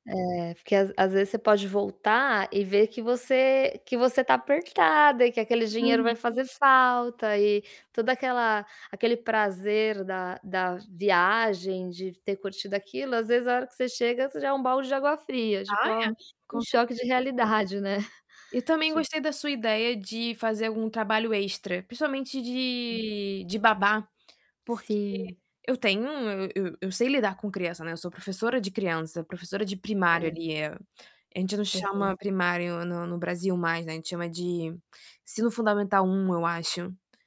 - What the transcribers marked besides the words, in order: distorted speech; static; chuckle; tapping
- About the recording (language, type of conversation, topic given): Portuguese, advice, Como posso viajar com um orçamento muito apertado?